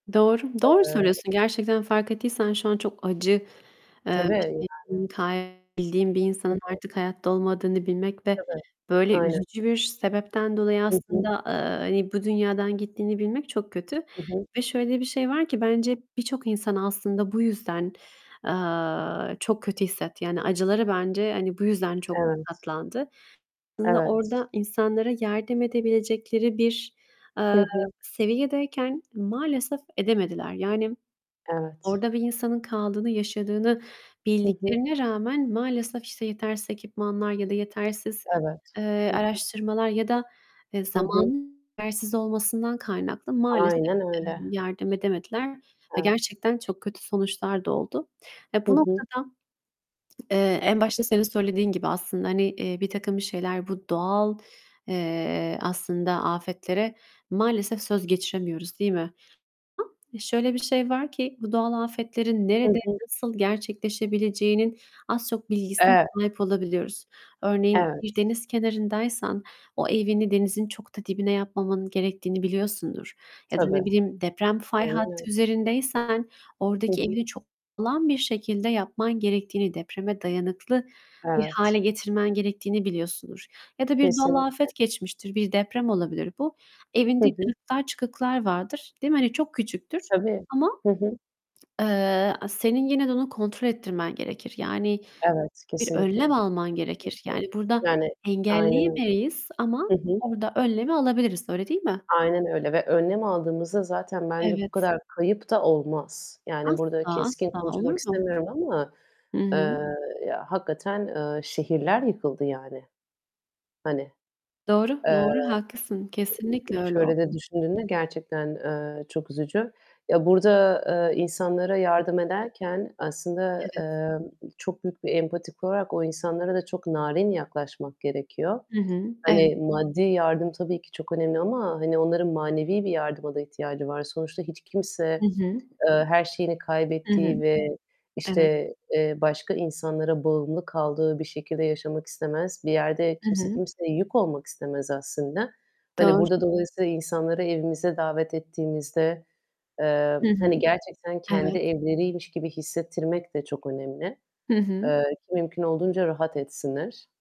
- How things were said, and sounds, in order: distorted speech; other background noise; static; tapping; background speech
- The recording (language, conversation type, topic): Turkish, unstructured, Doğal afetlerden zarar gören insanlarla ilgili haberleri duyduğunda ne hissediyorsun?